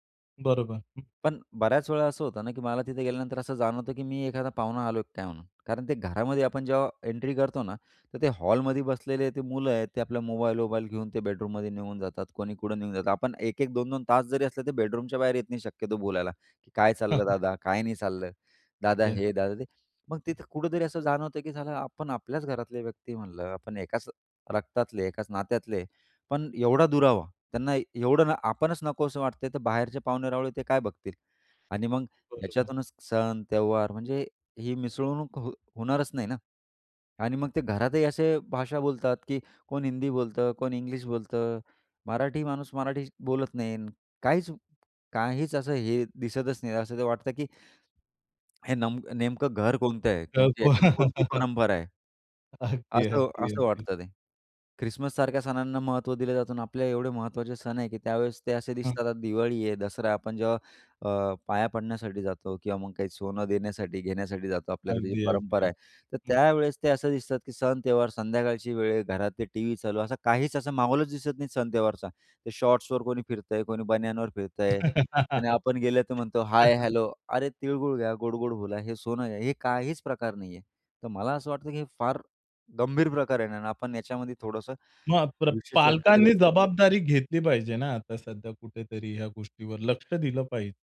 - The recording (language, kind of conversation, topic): Marathi, podcast, कुटुंबाचा वारसा तुम्हाला का महत्त्वाचा वाटतो?
- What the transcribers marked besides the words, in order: tapping; chuckle; other background noise; chuckle; laughing while speaking: "अगदी, अगदी, अगदी"; laugh; chuckle